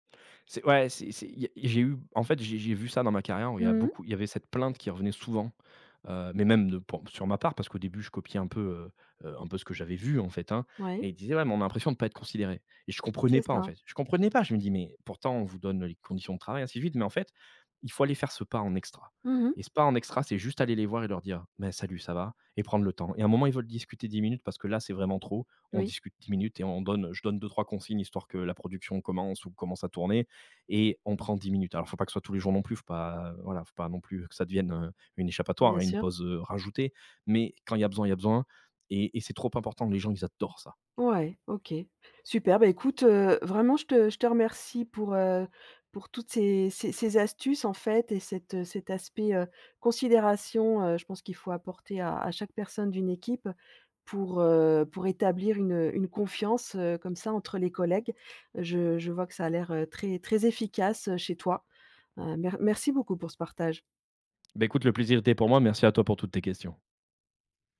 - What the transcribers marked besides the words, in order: other background noise; tapping; stressed: "adorent"
- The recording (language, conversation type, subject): French, podcast, Comment, selon toi, construit-on la confiance entre collègues ?